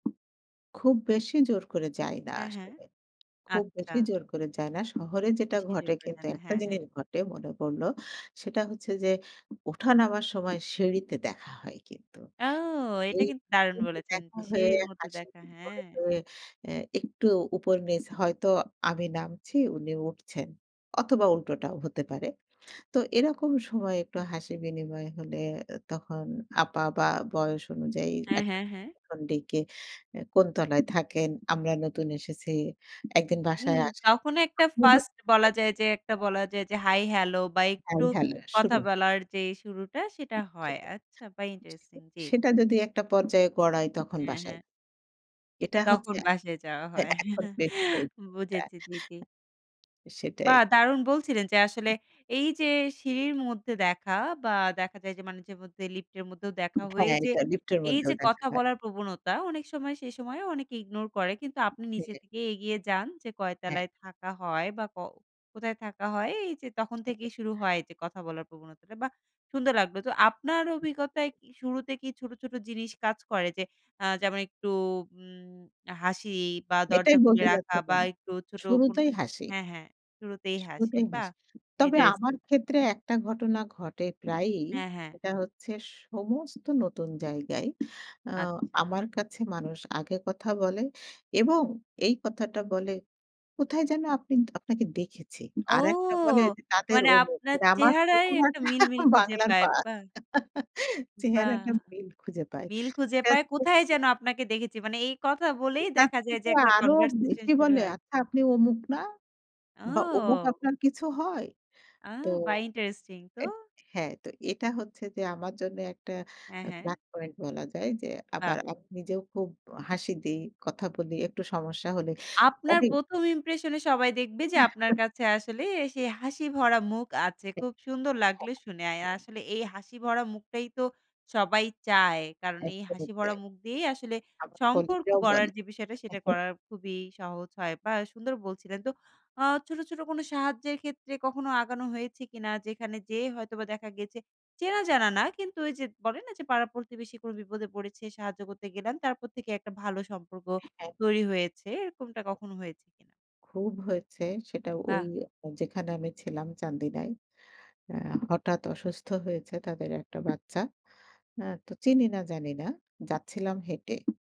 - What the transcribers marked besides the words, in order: tapping; unintelligible speech; unintelligible speech; unintelligible speech; unintelligible speech; other background noise; unintelligible speech; chuckle; unintelligible speech; in English: "ignore"; chuckle; chuckle; unintelligible speech; in English: "conversation"; in English: "black point"; unintelligible speech; in English: "impression"; chuckle; chuckle
- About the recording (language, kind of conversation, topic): Bengali, podcast, প্রতিবেশীর সঙ্গে আস্থা গড়তে প্রথম কথোপকথন কীভাবে শুরু করবেন?